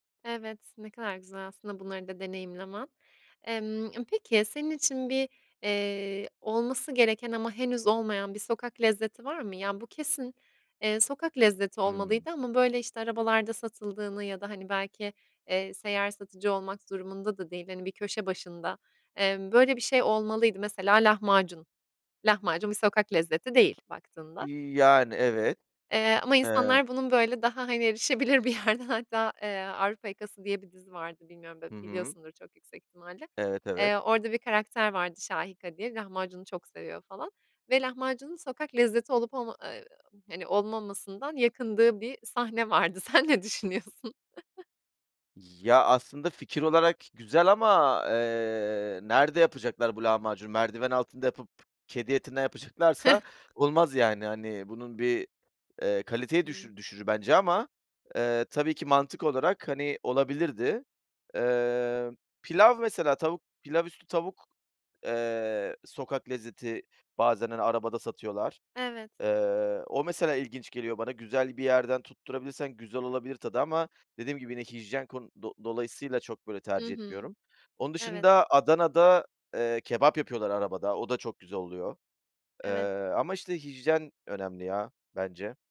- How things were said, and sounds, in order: other background noise; tapping; laughing while speaking: "erişebilir bir yerde"; laughing while speaking: "vardı. Sen ne düşünüyorsun?"; chuckle; chuckle
- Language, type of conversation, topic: Turkish, podcast, Sokak lezzetleri arasında en sevdiğin hangisiydi ve neden?